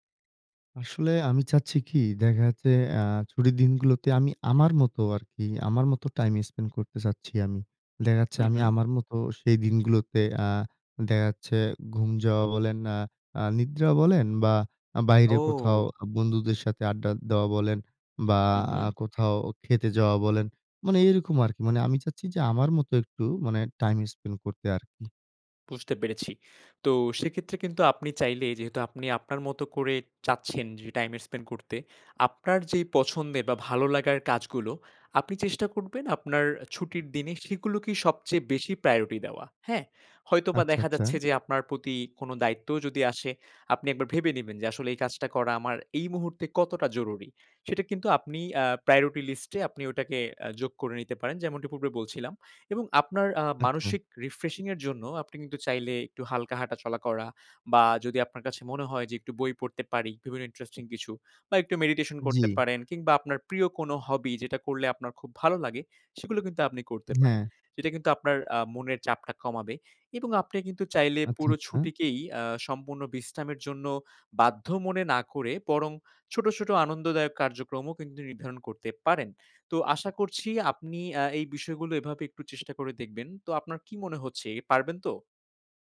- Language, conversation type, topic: Bengali, advice, ছুটির দিনে আমি বিশ্রাম নিতে পারি না, সব সময় ব্যস্ত থাকি কেন?
- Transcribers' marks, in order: horn; in English: "রিফ্রেশিং"; in English: "ইন্টারেস্টিং"